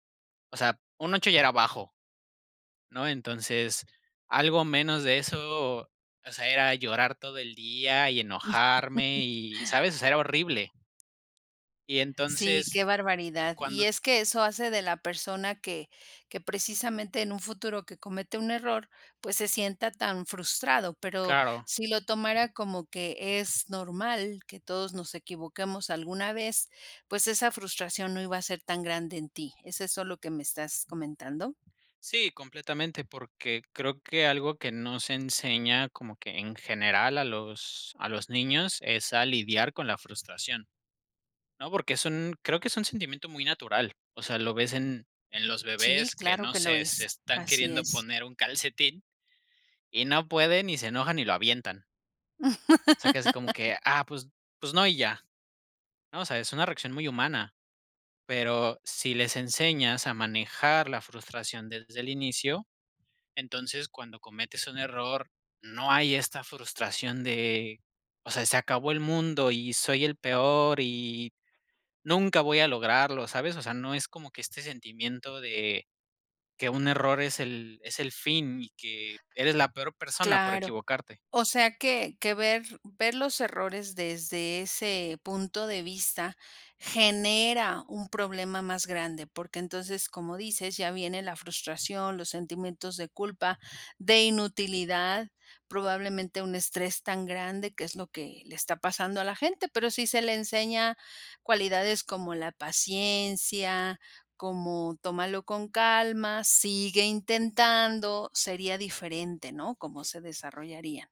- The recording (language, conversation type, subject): Spanish, podcast, ¿Qué papel juegan los errores en tu aprendizaje?
- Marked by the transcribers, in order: other background noise; tapping; chuckle; laugh